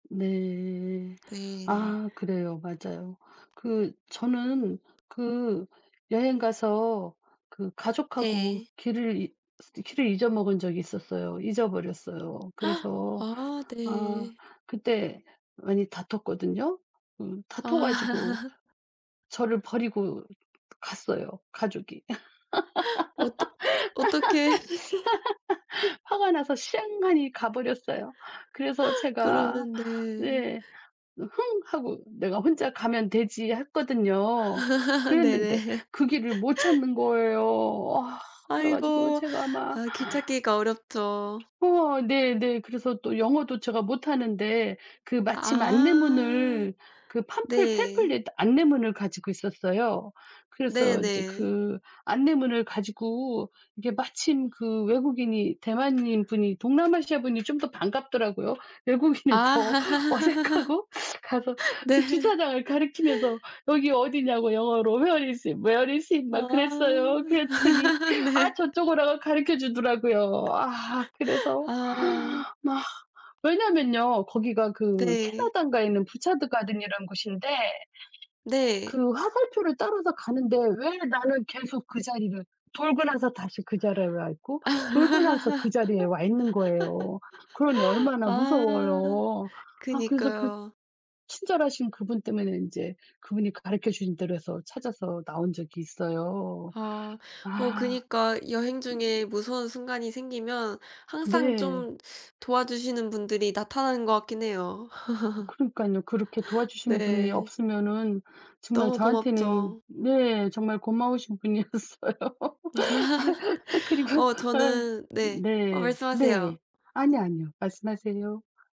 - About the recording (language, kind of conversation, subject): Korean, unstructured, 여행 중에 가장 무서웠던 경험은 무엇인가요?
- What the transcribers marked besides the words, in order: tapping; gasp; laughing while speaking: "아"; laugh; other background noise; laugh; gasp; chuckle; gasp; chuckle; laughing while speaking: "네네"; laugh; laughing while speaking: "외국인은 더 어색하고"; sniff; laugh; laughing while speaking: "네"; laugh; in English: "where is it? where is it?"; laugh; laughing while speaking: "네"; laughing while speaking: "그랬더니"; laugh; inhale; laughing while speaking: "아"; laugh; chuckle; chuckle; laughing while speaking: "분이었어요. 그리고 아"